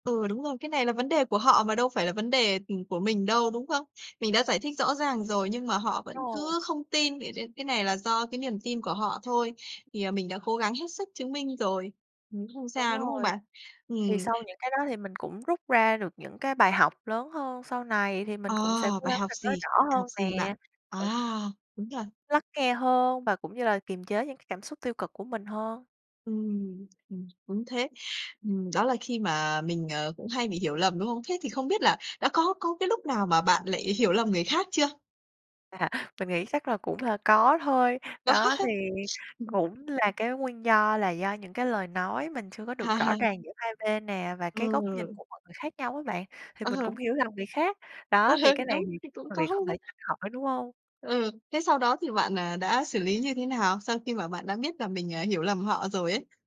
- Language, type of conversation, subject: Vietnamese, podcast, Khi bị hiểu lầm, bạn thường phản ứng như thế nào?
- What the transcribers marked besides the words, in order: unintelligible speech; unintelligible speech; tapping; other background noise; unintelligible speech; laughing while speaking: "Có hả?"; sniff; laughing while speaking: "Ờ"; laughing while speaking: "Ừ hừ"